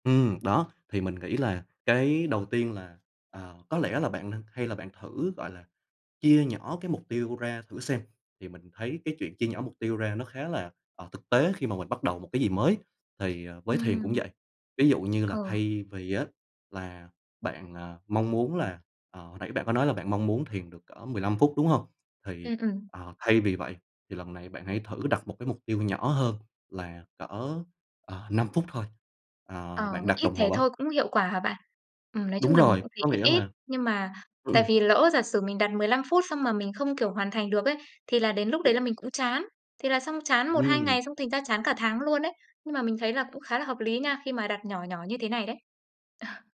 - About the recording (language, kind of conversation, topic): Vietnamese, advice, Làm thế nào để tôi hình thành và duy trì thói quen thư giãn như thiền, nghỉ ngắn hoặc hít thở sâu?
- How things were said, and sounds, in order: tapping; other background noise; chuckle